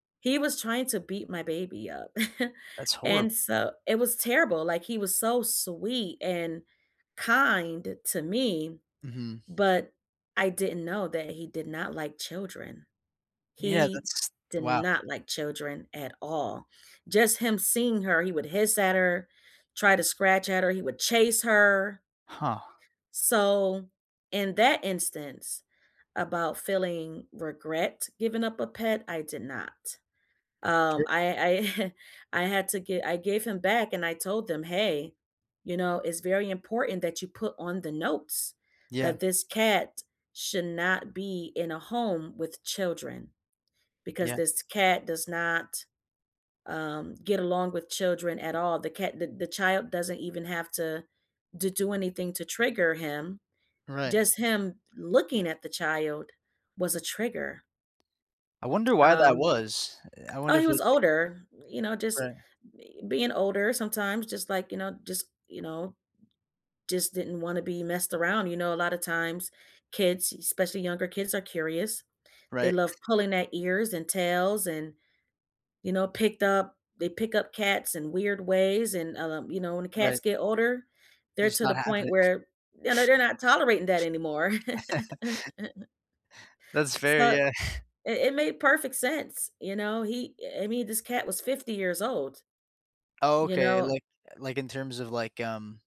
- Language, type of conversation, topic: English, unstructured, How do you feel about people who abandon their pets?
- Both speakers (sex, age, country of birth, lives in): female, 35-39, United States, United States; male, 20-24, United States, United States
- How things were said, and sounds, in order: chuckle; chuckle; tapping; other background noise; chuckle; laugh; chuckle